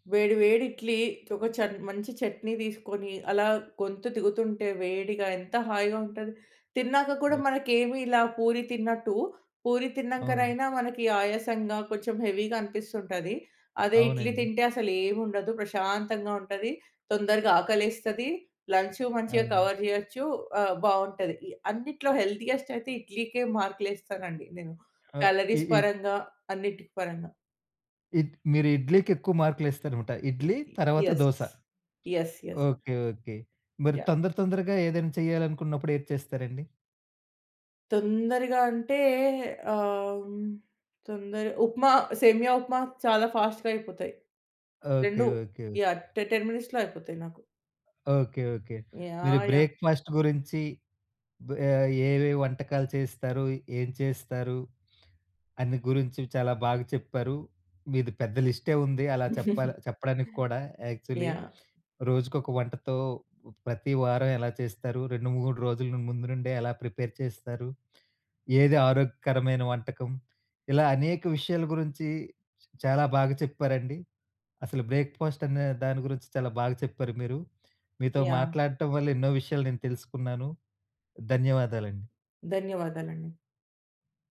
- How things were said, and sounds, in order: in English: "హెవీగా"; in English: "కవర్"; in English: "హెల్తీయెస్ట్"; in English: "క్యాలరీస్"; other background noise; in English: "యస్. యస్. యస్"; in English: "ఫాస్ట్‌గా"; in English: "టె టెన్ మినిట్స్‌లో"; in English: "బ్రేక్ఫాస్ట్"; chuckle; in English: "యాక్చువలీ"; in English: "ప్రిపేర్"; in English: "బ్రేక్ఫాస్ట్"
- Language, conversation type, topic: Telugu, podcast, సాధారణంగా మీరు అల్పాహారంగా ఏమి తింటారు?